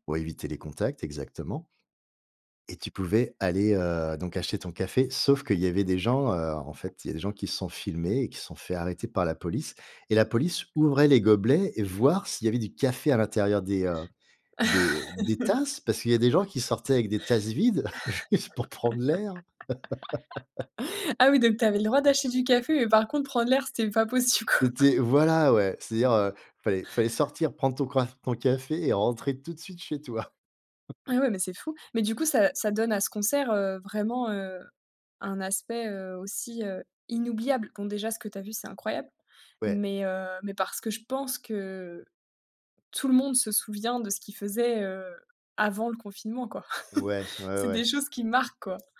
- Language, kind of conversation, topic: French, podcast, Quelle expérience de concert inoubliable as-tu vécue ?
- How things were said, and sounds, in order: tapping; laugh; laughing while speaking: "juste pour prendre l'air"; laugh; laughing while speaking: "c'était pas possible, quoi"; chuckle; chuckle; joyful: "C'est des choses qui marquent, quoi"; other background noise